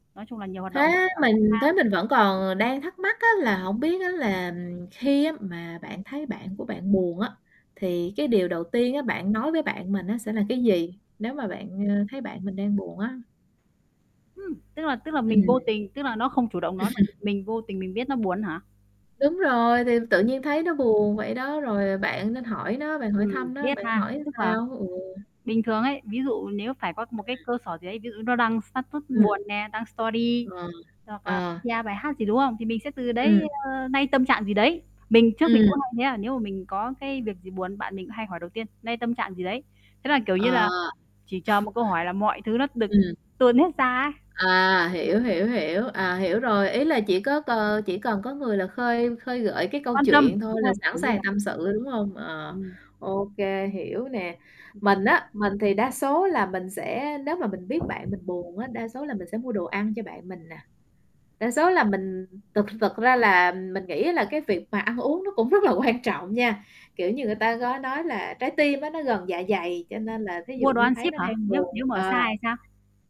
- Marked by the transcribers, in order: static; distorted speech; chuckle; other background noise; tapping; in English: "status"; in English: "story"; chuckle; "thực-" said as "tực"; "thực" said as "tực"
- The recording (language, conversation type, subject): Vietnamese, unstructured, Làm thế nào để bạn có thể hỗ trợ bạn bè khi họ đang buồn?
- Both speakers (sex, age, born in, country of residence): female, 30-34, Vietnam, Germany; female, 30-34, Vietnam, Vietnam